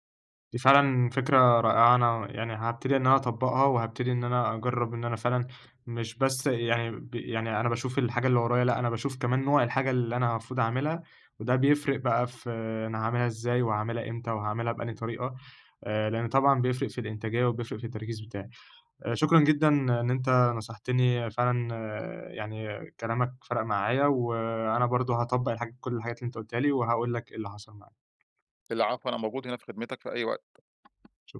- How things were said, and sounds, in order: tapping
- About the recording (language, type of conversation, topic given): Arabic, advice, إزاي أتعامل مع التشتت وقلة التركيز وأنا بشتغل أو بذاكر؟